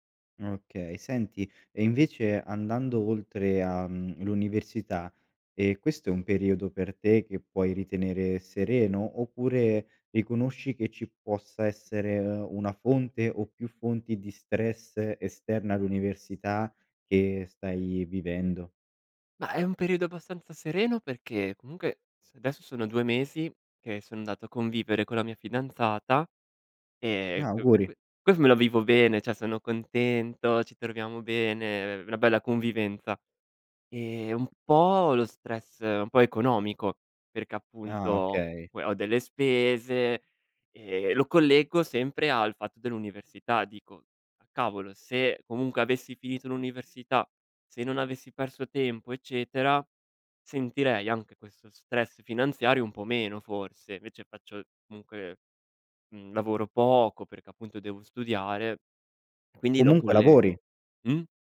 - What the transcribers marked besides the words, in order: "adesso" said as "desso"; "cioè" said as "ceh"
- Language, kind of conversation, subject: Italian, advice, Perché mi sento in colpa o in ansia quando non sono abbastanza produttivo?